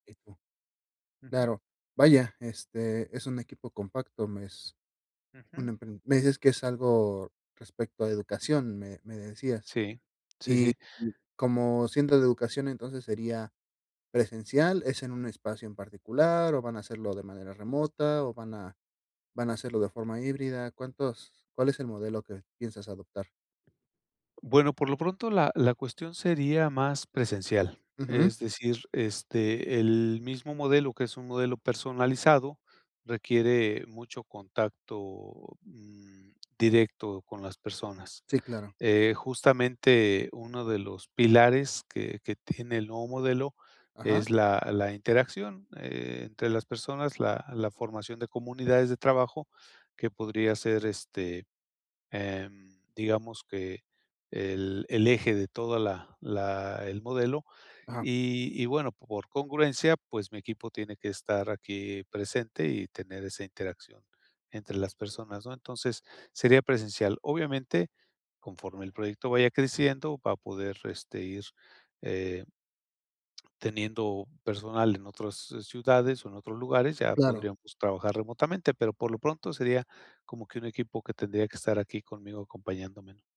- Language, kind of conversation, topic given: Spanish, advice, ¿Cómo puedo formar y liderar un equipo pequeño para lanzar mi startup con éxito?
- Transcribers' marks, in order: tapping; other noise